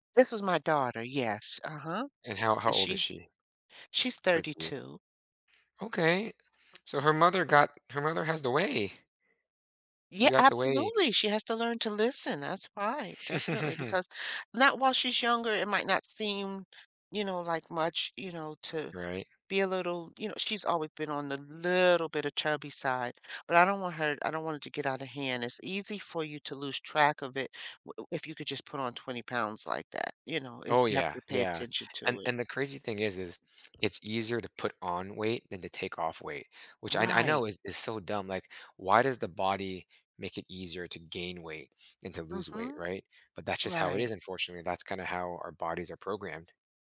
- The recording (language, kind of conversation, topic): English, advice, How can I build on completing a major work project?
- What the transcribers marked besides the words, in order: other background noise; chuckle; stressed: "little"; tapping